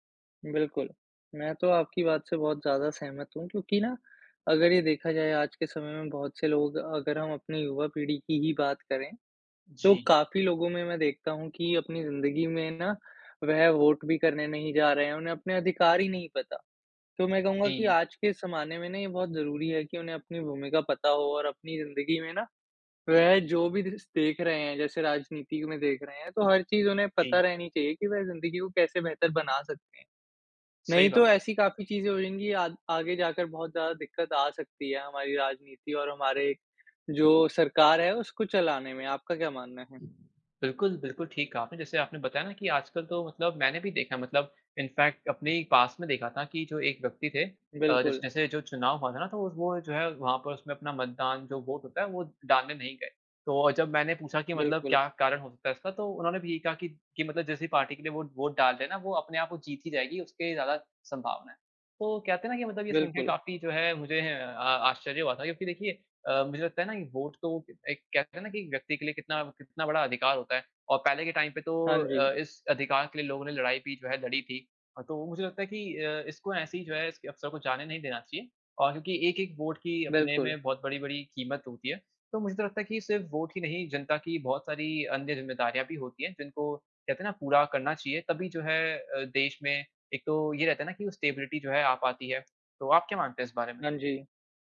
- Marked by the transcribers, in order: in English: "वोट"; tapping; in English: "इनफ़ेेक्ट"; in English: "वोट"; in English: "वोट"; in English: "वोट"; in English: "टाइम"; in English: "वोट"; in English: "वोट"; in English: "स्टेबिलिटी"
- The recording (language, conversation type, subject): Hindi, unstructured, राजनीति में जनता की भूमिका क्या होनी चाहिए?